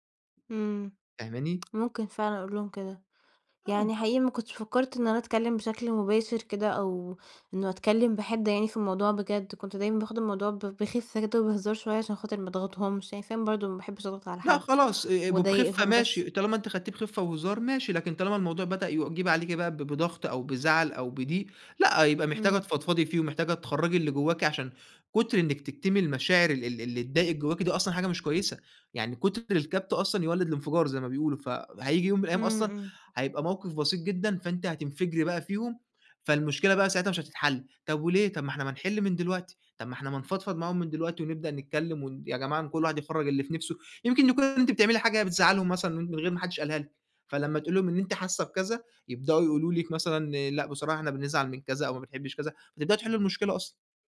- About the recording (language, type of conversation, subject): Arabic, advice, إزاي أتعامل مع إحساسي إني دايمًا أنا اللي ببدأ الاتصال في صداقتنا؟
- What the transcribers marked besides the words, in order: none